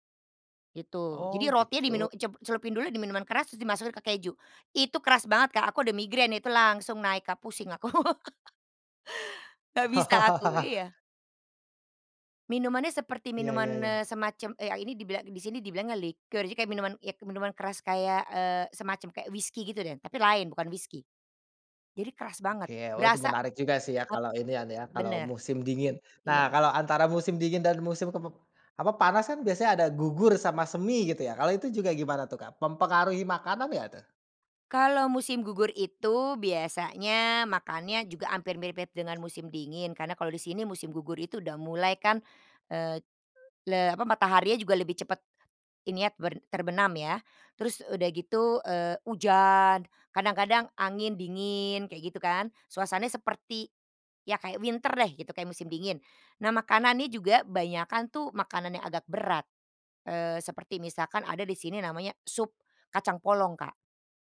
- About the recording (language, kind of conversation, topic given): Indonesian, podcast, Bagaimana musim memengaruhi makanan dan hasil panen di rumahmu?
- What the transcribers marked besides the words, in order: laugh; chuckle; in English: "liquor"; tapping; "mempengaruhi" said as "pempengaruhi"; in English: "winter"